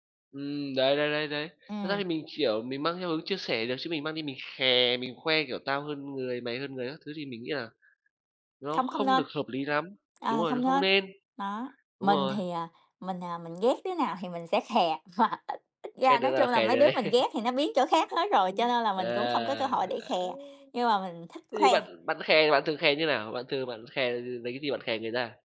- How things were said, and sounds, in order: other background noise; tapping; laughing while speaking: "hoặc"; laugh; drawn out: "À!"
- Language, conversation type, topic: Vietnamese, unstructured, Bạn có sở thích nào giúp bạn thể hiện cá tính của mình không?